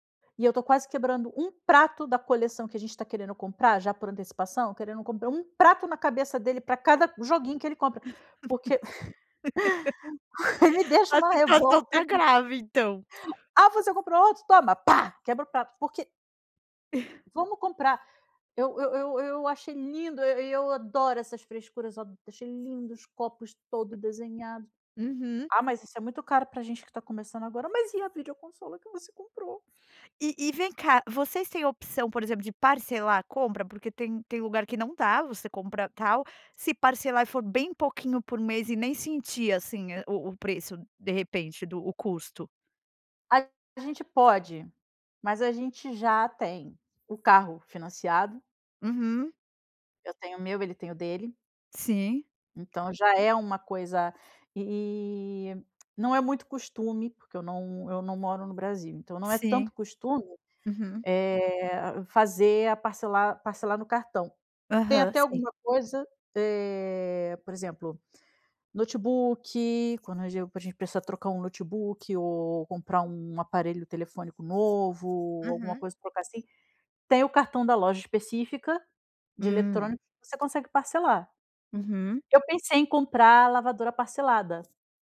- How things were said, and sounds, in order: tapping; laugh; laughing while speaking: "A situação está grave, então"; chuckle; laughing while speaking: "uma revolta isso"; chuckle; put-on voice: "mas e a videoconsola que você comprou?"; other background noise
- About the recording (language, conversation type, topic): Portuguese, advice, Como foi a conversa com seu parceiro sobre prioridades de gastos diferentes?